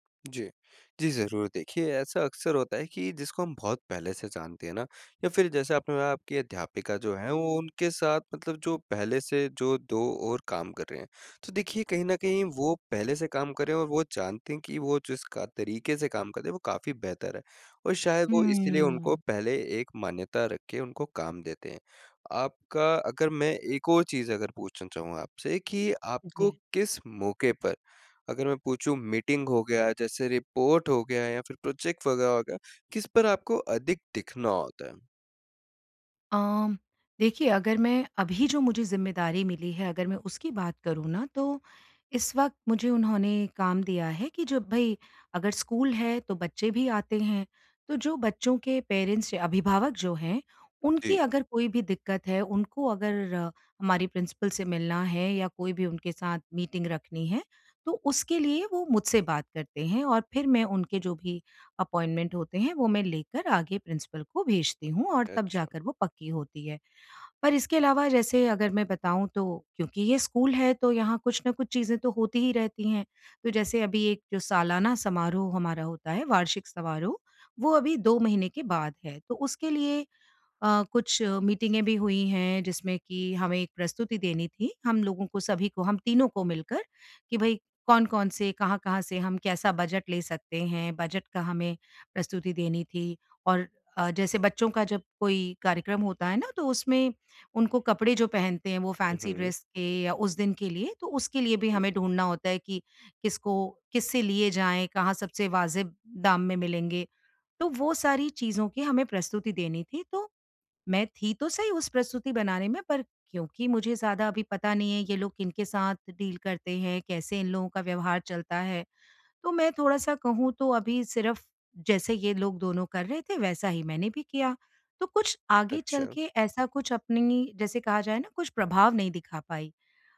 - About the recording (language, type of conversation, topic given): Hindi, advice, मैं सहकर्मियों और प्रबंधकों के सामने अधिक प्रभावी कैसे दिखूँ?
- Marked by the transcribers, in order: tapping; in English: "मीटिंग"; in English: "रिपोर्ट"; in English: "प्रोजेक्ट"; in English: "पेरेंट्स"; in English: "प्रिंसिपल"; in English: "अपॉइंटमेंट"; in English: "प्रिंसिपल"; in English: "फैंसी ड्रेस"; in English: "डील"